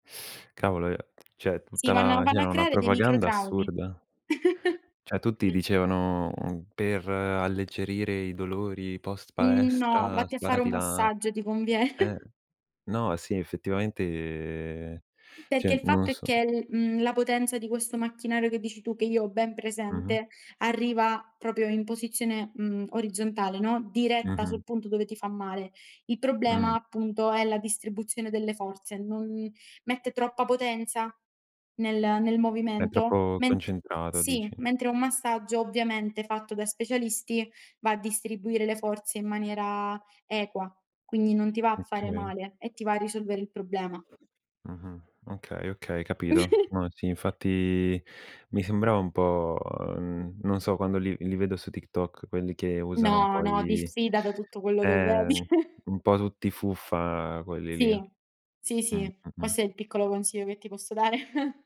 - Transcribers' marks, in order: "cioè" said as "ceh"; chuckle; chuckle; drawn out: "effettivamente"; "cioè" said as "ceh"; other background noise; chuckle; chuckle; tapping; chuckle
- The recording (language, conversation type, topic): Italian, unstructured, Come immagini il futuro grazie alla scienza?
- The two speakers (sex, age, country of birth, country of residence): female, 20-24, Italy, Italy; male, 18-19, Italy, Italy